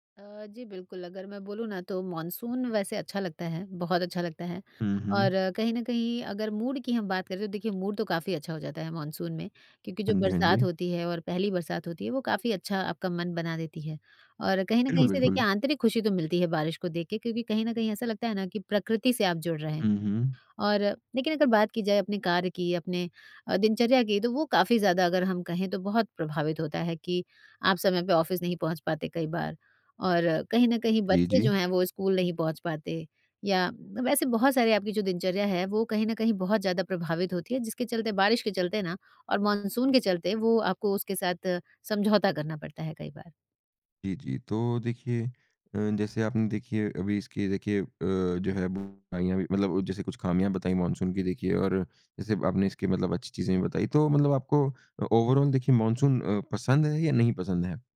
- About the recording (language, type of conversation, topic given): Hindi, podcast, मॉनसून आपको किस तरह प्रभावित करता है?
- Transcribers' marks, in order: in English: "मूड"; in English: "मूड"; in English: "ऑफिस"; in English: "ओवरऑल"